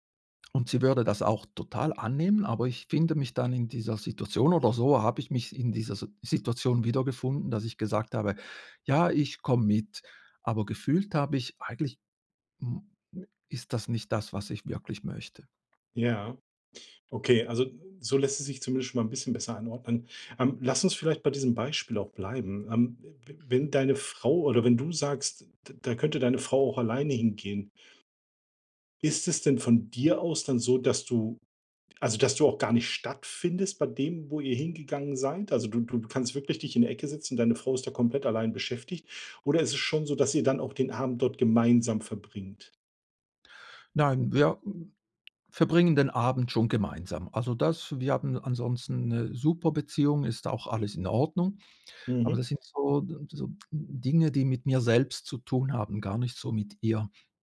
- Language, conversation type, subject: German, advice, Wie kann ich innere Motivation finden, statt mich nur von äußeren Anreizen leiten zu lassen?
- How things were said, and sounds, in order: other noise; other background noise